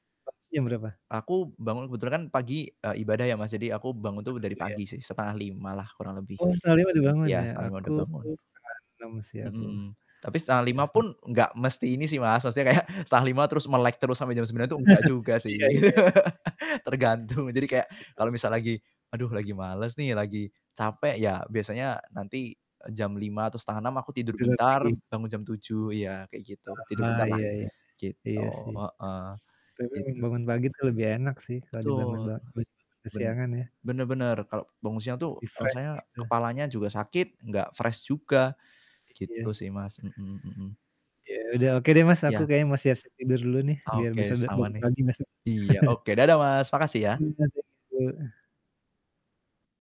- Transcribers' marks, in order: static; distorted speech; laughing while speaking: "kayak"; chuckle; chuckle; laugh; unintelligible speech; in English: "fresh"; in English: "fresh"; chuckle; unintelligible speech
- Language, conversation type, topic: Indonesian, unstructured, Apa kebiasaan pagi yang paling membantu kamu memulai hari?